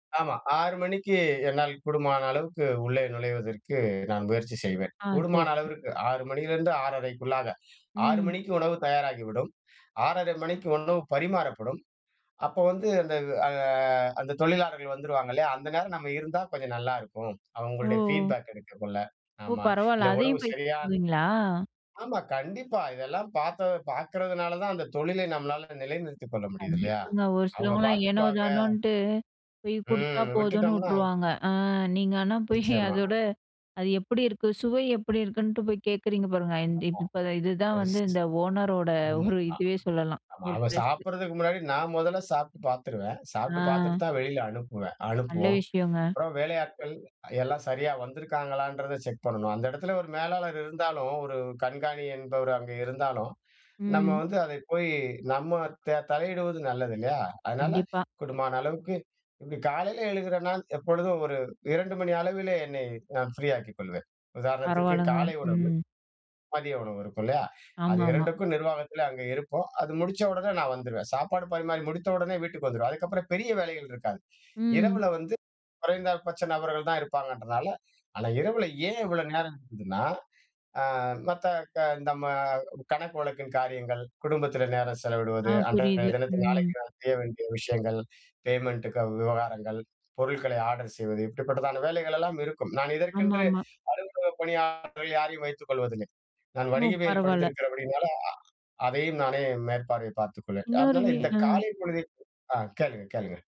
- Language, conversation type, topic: Tamil, podcast, உங்கள் வீட்டில் காலை வழக்கம் எப்படி இருக்கிறது?
- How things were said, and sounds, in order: in English: "ஃபீட்பேக்"; chuckle; unintelligible speech; in English: "ஓனர்"; chuckle; in English: "பிளஸ்"; in English: "பேமெண்டு"